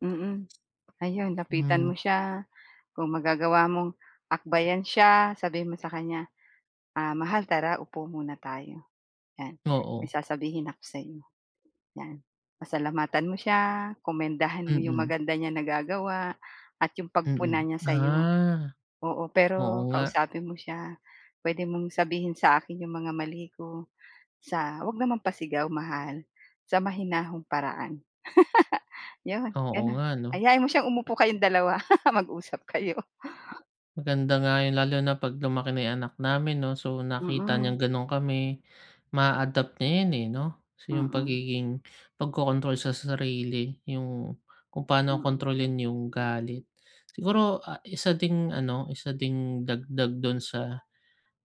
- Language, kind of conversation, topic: Filipino, advice, Paano ko tatanggapin ang konstruktibong puna nang hindi nasasaktan at matuto mula rito?
- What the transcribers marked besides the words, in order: laugh; laugh; laughing while speaking: "mag-usap kayo"